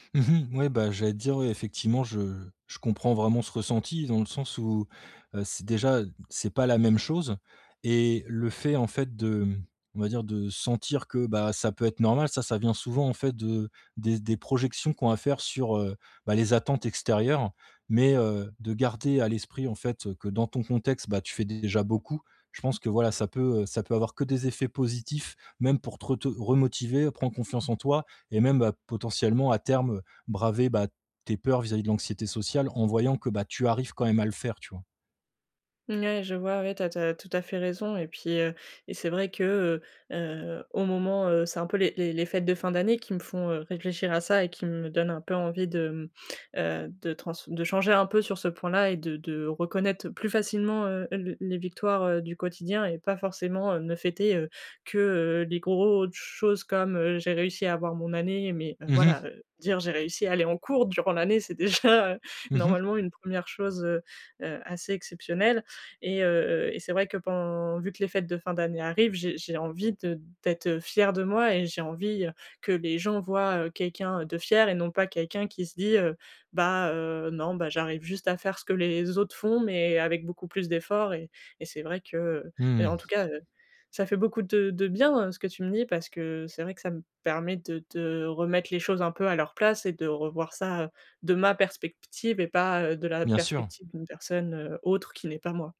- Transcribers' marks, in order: laughing while speaking: "déjà heu"
- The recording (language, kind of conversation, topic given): French, advice, Comment puis-je reconnaître mes petites victoires quotidiennes ?